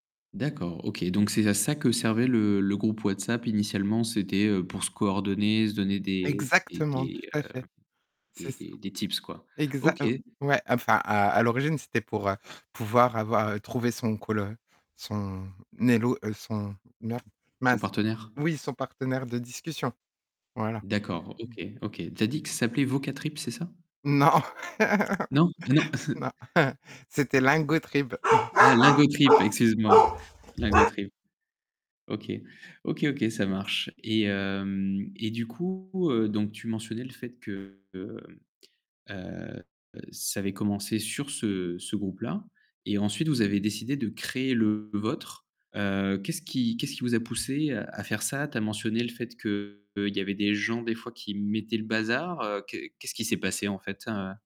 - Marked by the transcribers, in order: static; distorted speech; in English: "tips"; tapping; other noise; other background noise; laugh; chuckle; dog barking
- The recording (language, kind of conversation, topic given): French, podcast, Comment bâtir concrètement la confiance dans un espace en ligne ?